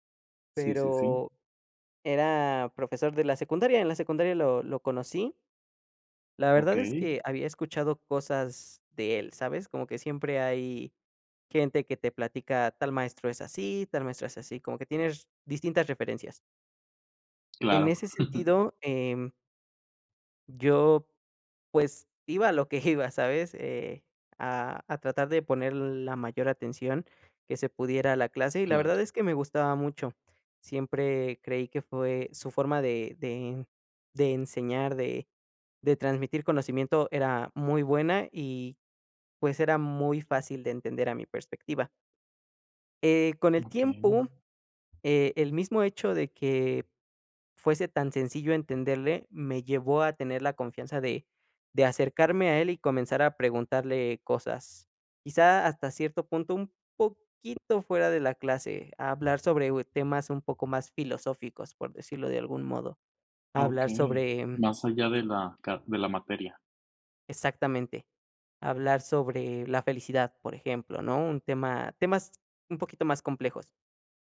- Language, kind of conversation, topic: Spanish, podcast, ¿Qué impacto tuvo en tu vida algún profesor que recuerdes?
- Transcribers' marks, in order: other background noise; chuckle; laughing while speaking: "iba"; tapping